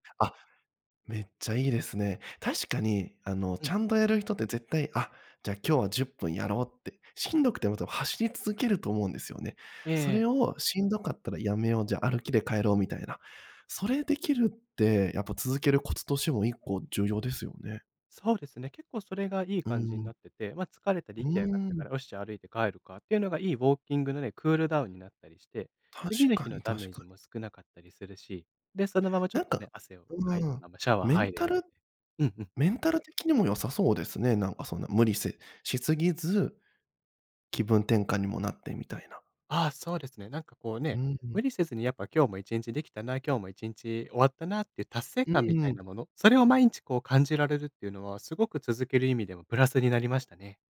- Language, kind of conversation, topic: Japanese, podcast, 小さな一歩をどう設定する？
- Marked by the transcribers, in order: other background noise